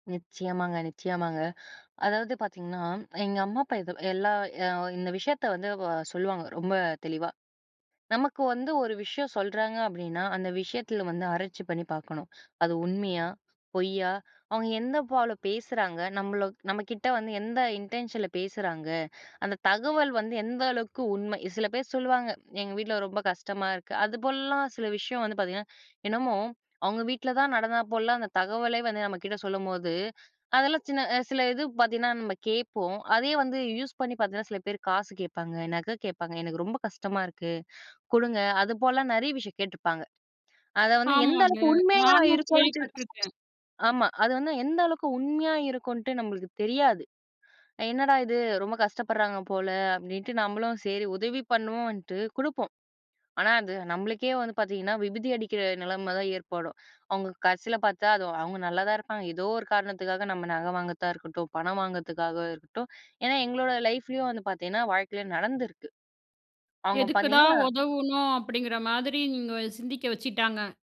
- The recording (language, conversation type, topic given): Tamil, podcast, தகவல் பெருக்கம் உங்கள் உறவுகளை பாதிக்கிறதா?
- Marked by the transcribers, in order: in English: "இன்டென்ஷன்ல"; in English: "யூஸ்"; other noise; in English: "லைஃப்லேயும்"